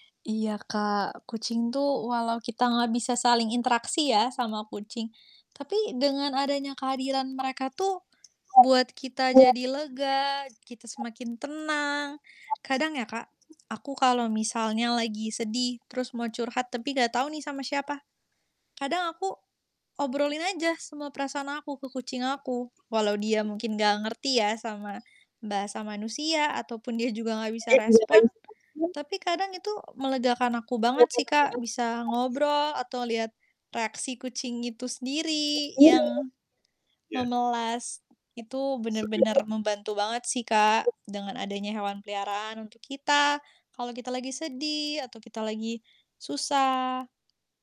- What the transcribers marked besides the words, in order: distorted speech; other background noise; background speech; laughing while speaking: "dia"
- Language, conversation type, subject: Indonesian, unstructured, Apa hal yang paling menyenangkan dari memelihara hewan?